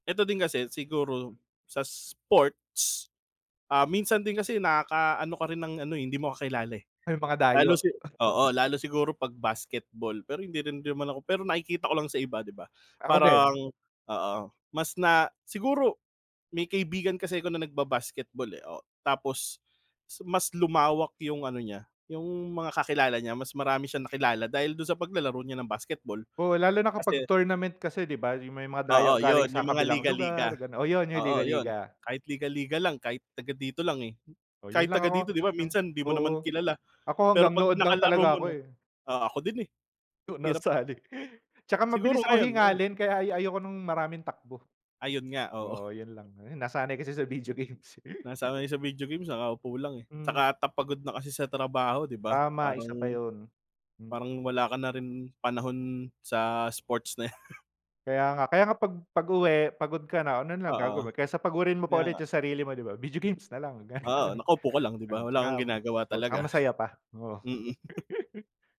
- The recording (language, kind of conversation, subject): Filipino, unstructured, Ano ang mas nakakaengganyo para sa iyo: paglalaro ng palakasan o mga larong bidyo?
- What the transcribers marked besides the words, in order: stressed: "sports"; cough; chuckle; chuckle